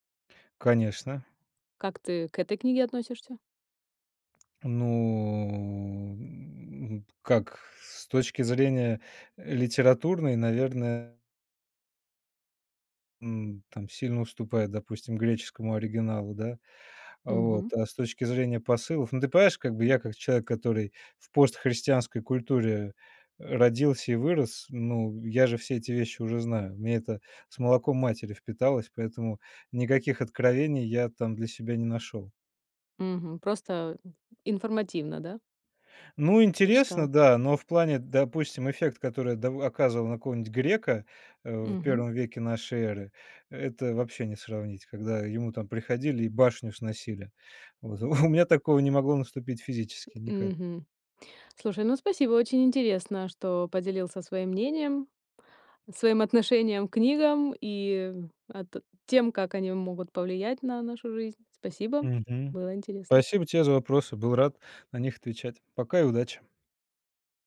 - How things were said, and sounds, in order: tapping; drawn out: "Ну"; laughing while speaking: "Вот"
- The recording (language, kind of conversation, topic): Russian, podcast, Как книги влияют на наше восприятие жизни?